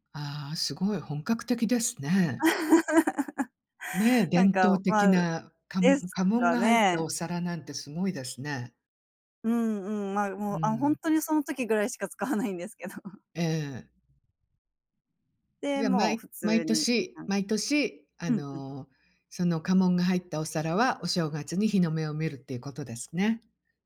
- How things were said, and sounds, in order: giggle; unintelligible speech
- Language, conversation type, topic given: Japanese, podcast, 季節ごとに、ご家庭ではどのような行事を行っていますか？